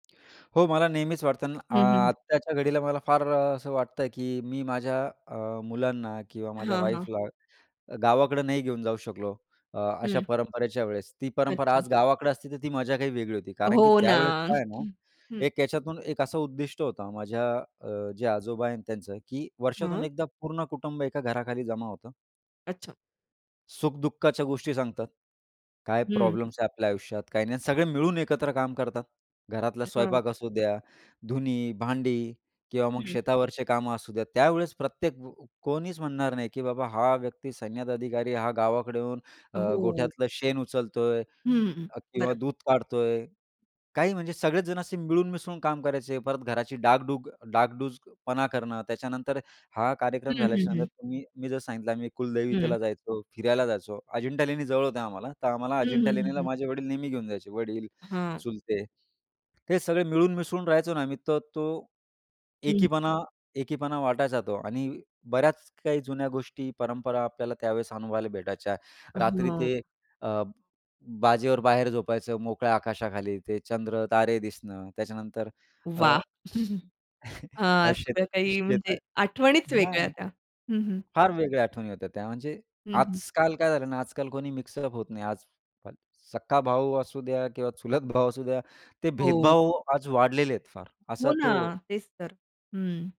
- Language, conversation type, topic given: Marathi, podcast, तुमच्या कुटुंबातील एखादी सामूहिक परंपरा कोणती आहे?
- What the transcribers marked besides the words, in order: other background noise; tapping; chuckle; chuckle; unintelligible speech